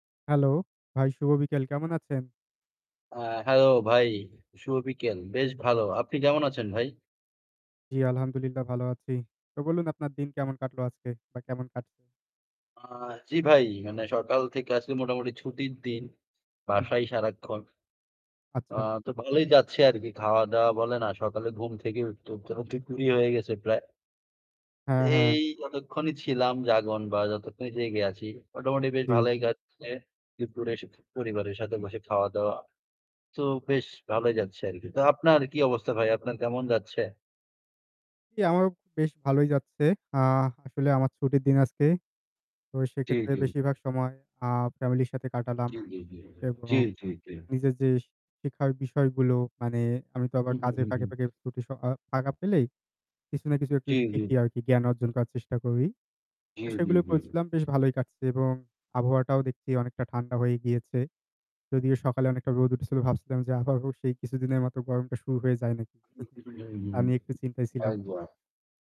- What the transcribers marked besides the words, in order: tapping; distorted speech; static; other noise; other background noise; chuckle; unintelligible speech
- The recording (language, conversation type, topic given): Bengali, unstructured, ভবিষ্যৎ অনিশ্চিত থাকলে তুমি কীভাবে চাপ সামলাও?